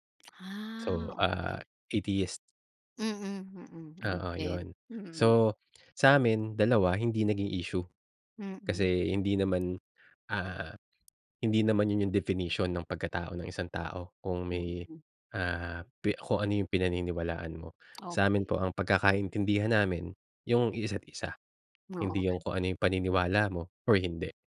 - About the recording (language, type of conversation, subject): Filipino, podcast, Paano mo pinipili ang taong makakasama mo habang buhay?
- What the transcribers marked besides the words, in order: lip smack; tapping